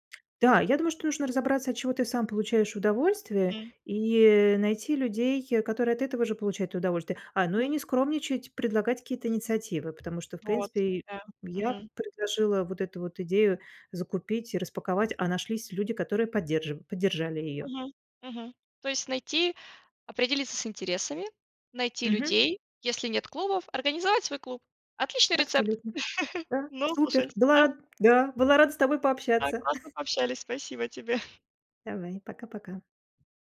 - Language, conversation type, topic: Russian, podcast, Как бороться с одиночеством в большом городе?
- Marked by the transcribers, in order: tapping; other background noise; joyful: "Отличный рецепт!"; chuckle; chuckle